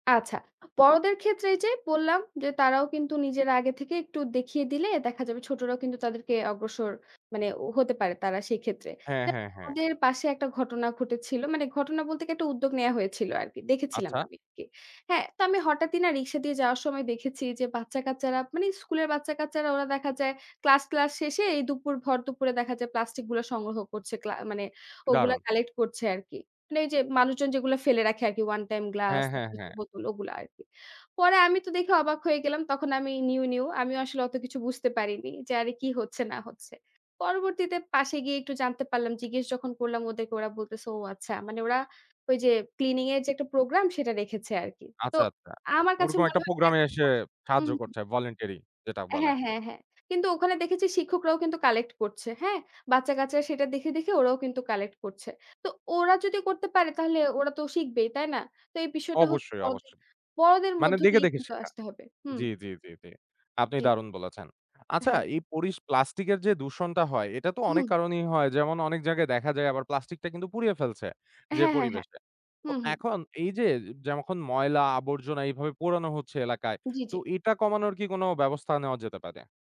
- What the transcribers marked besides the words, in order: unintelligible speech; unintelligible speech
- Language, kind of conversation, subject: Bengali, podcast, প্লাস্টিক দূষণ কমাতে আমরা কী করতে পারি?